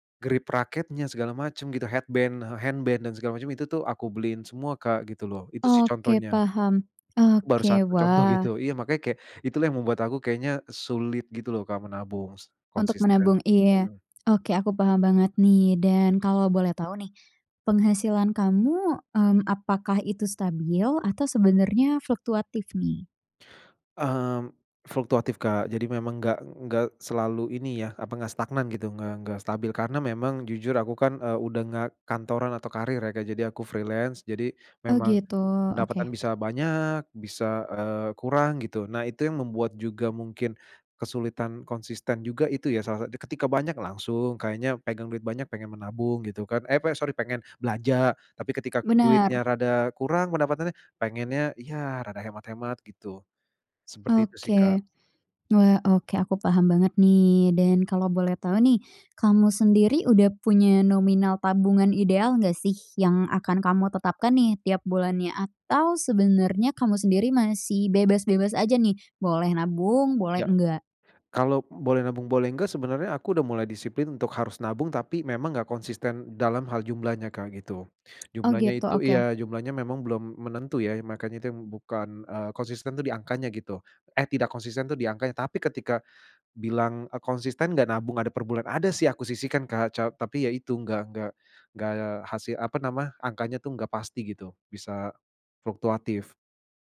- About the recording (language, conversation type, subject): Indonesian, advice, Mengapa saya kesulitan menabung secara konsisten setiap bulan?
- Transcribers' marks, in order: in English: "headband"; in English: "handband"; other background noise; tapping; in English: "freelance"